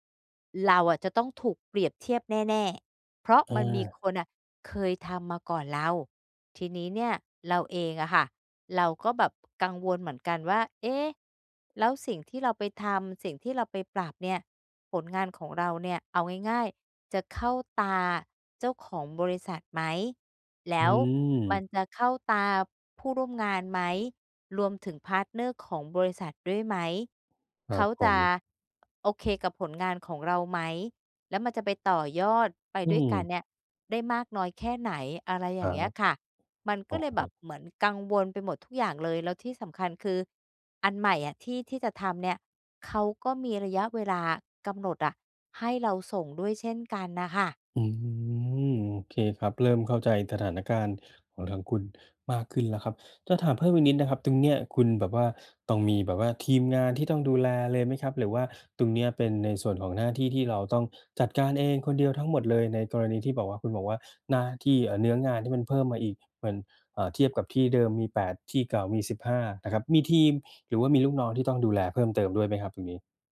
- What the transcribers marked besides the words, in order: other background noise; in English: "พาร์ตเนอร์"; drawn out: "อืม"
- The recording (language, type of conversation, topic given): Thai, advice, จะเริ่มลงมือทำงานอย่างไรเมื่อกลัวว่าผลงานจะไม่ดีพอ?